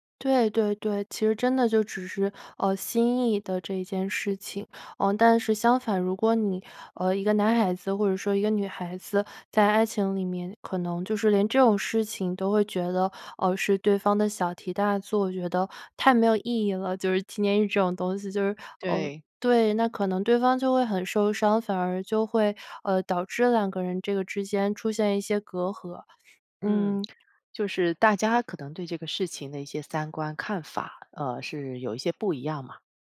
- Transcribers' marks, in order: laughing while speaking: "就是纪念日这种东西"; tongue click; other background noise
- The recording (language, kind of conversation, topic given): Chinese, podcast, 在爱情里，信任怎么建立起来？